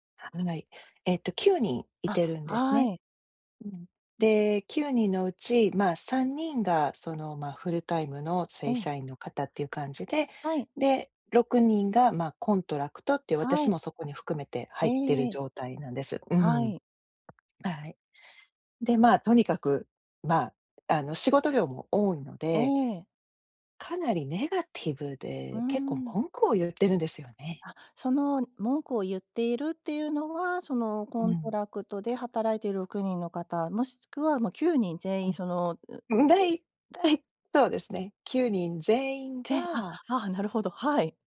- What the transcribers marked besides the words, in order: laughing while speaking: "うん、大体"
- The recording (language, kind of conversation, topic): Japanese, advice, 関係を壊さずに相手に改善を促すフィードバックはどのように伝えればよいですか？